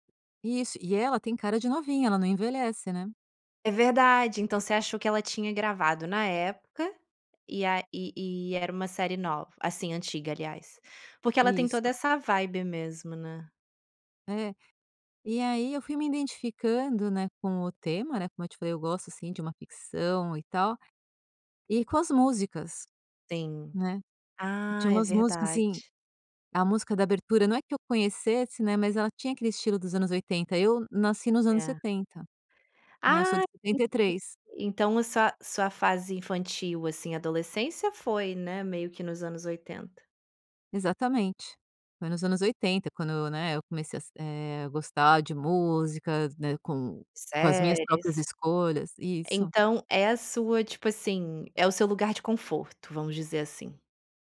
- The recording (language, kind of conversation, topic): Portuguese, podcast, Me conta, qual série é seu refúgio quando tudo aperta?
- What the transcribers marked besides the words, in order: tapping; unintelligible speech